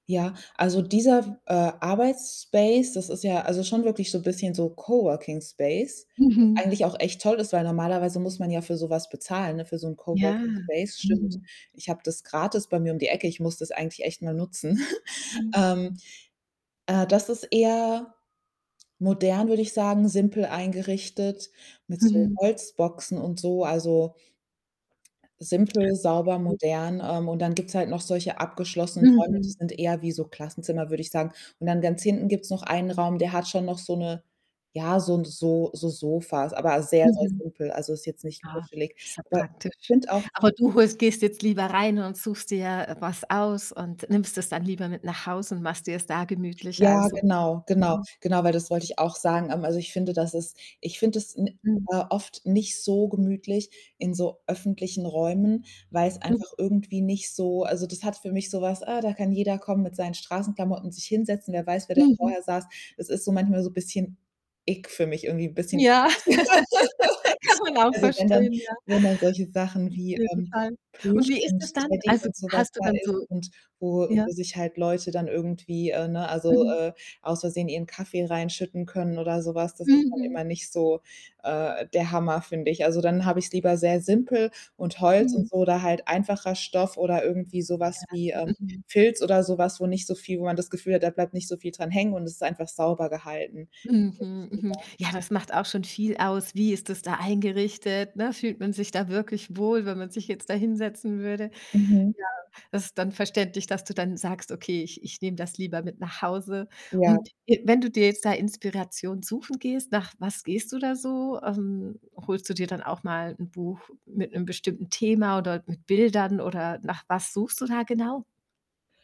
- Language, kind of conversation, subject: German, podcast, Wo findest du Inspiration außerhalb des Internets?
- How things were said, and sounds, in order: in English: "space"; in English: "Coworking Space"; distorted speech; other background noise; in English: "Coworking Space"; chuckle; mechanical hum; laugh; unintelligible speech